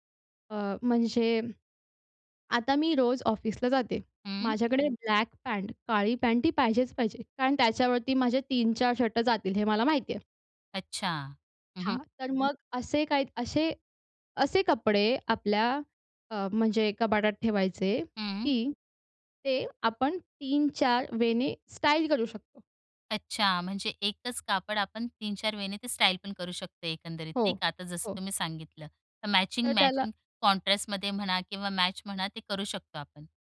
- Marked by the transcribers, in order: other background noise; in English: "ब्लॅक"; in English: "वेने"; in English: "वेने"; in English: "कॉन्ट्रास्टमध्ये"
- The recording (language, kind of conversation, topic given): Marathi, podcast, तुम्ही स्वतःची स्टाईल ठरवताना साधी-सरळ ठेवायची की रंगीबेरंगी, हे कसे ठरवता?